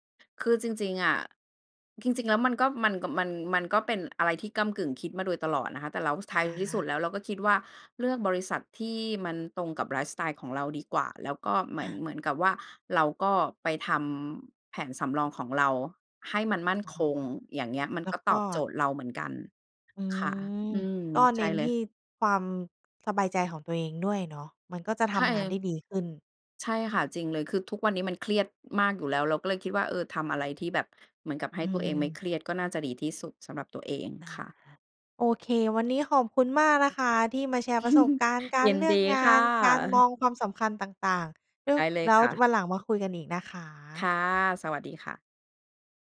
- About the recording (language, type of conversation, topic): Thai, podcast, เราจะหางานที่เหมาะกับตัวเองได้อย่างไร?
- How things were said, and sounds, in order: other background noise; "จริง" said as "กิง"; chuckle; tapping